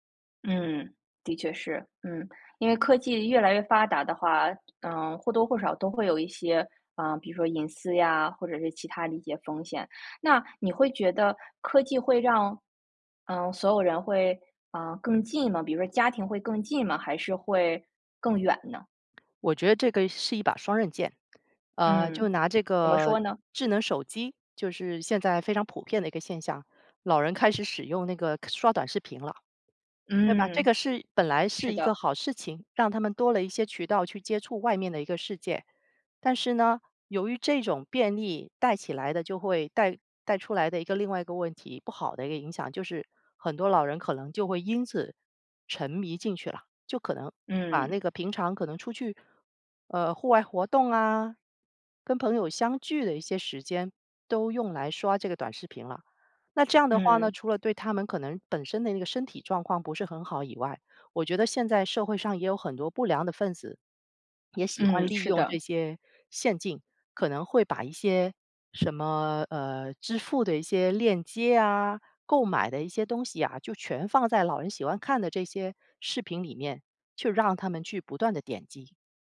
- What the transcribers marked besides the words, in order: tapping; "陷阱" said as "陷进"
- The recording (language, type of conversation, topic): Chinese, podcast, 你会怎么教父母用智能手机，避免麻烦？